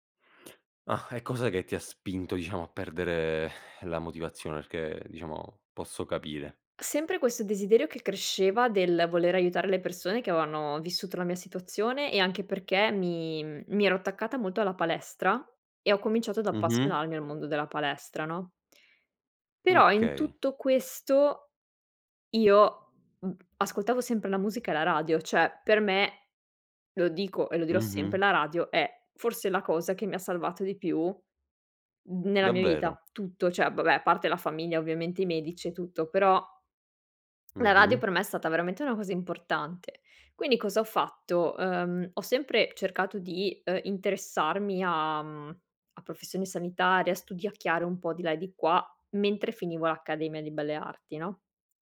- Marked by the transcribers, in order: exhale; "cioè" said as "ceh"; "Cioè" said as "ceh"
- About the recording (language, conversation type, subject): Italian, podcast, Come racconti una storia che sia personale ma universale?